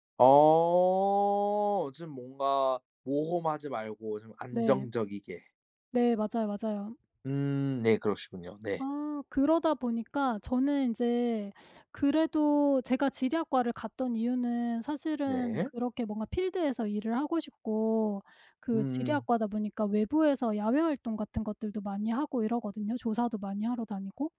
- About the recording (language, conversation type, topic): Korean, podcast, 가족의 진로 기대에 대해 어떻게 느끼시나요?
- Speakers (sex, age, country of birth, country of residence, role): female, 45-49, South Korea, United States, guest; male, 25-29, South Korea, Japan, host
- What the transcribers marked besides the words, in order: in English: "필드에서"